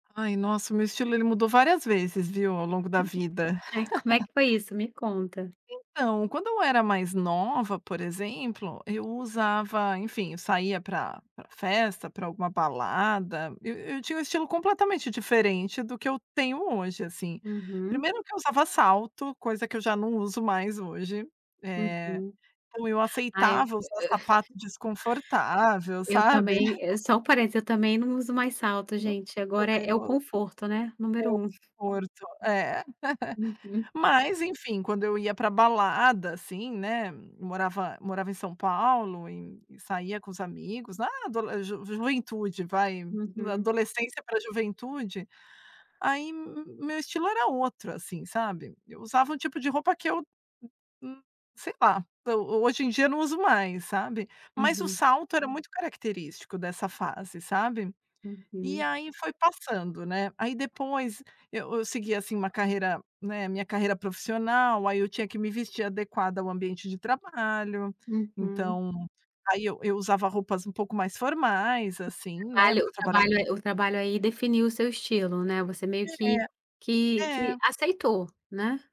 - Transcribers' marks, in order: other noise; laugh; tapping; chuckle; laugh
- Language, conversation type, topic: Portuguese, podcast, Como o seu estilo muda de acordo com o seu humor ou com diferentes fases da vida?